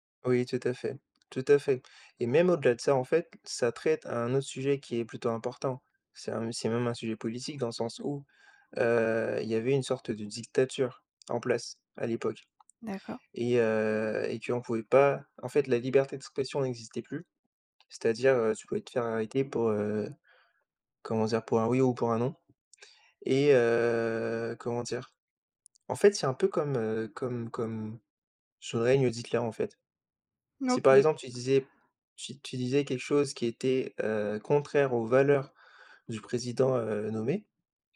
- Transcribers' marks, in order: other background noise; drawn out: "heu"
- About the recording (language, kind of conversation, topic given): French, podcast, Peux-tu me parler d’un film qui t’a marqué récemment ?